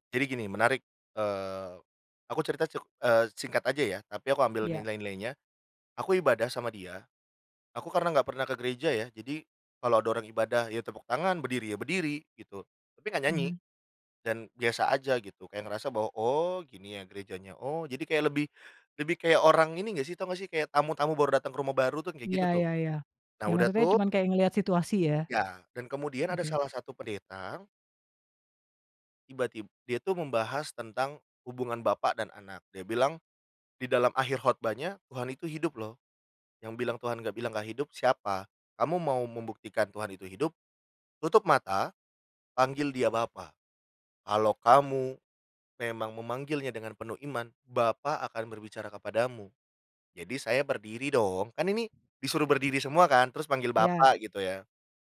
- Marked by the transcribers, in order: other background noise
- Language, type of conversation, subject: Indonesian, podcast, Siapa orang yang pernah membantumu berubah menjadi lebih baik?